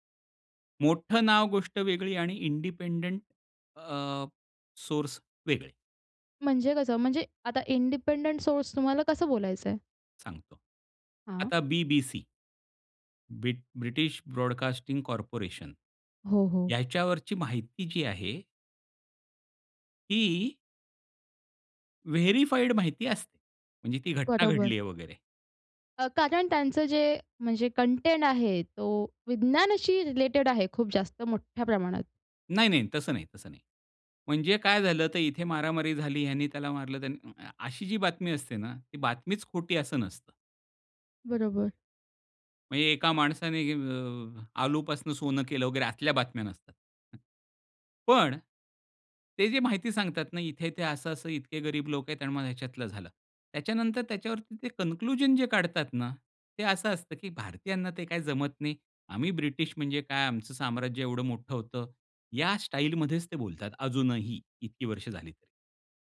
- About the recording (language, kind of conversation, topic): Marathi, podcast, निवडून सादर केलेल्या माहितीस आपण विश्वासार्ह कसे मानतो?
- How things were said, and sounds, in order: in English: "इंडिपेन्डन्ट"; in English: "इंडिपेंडंट"; chuckle; in English: "कन्क्लुजन"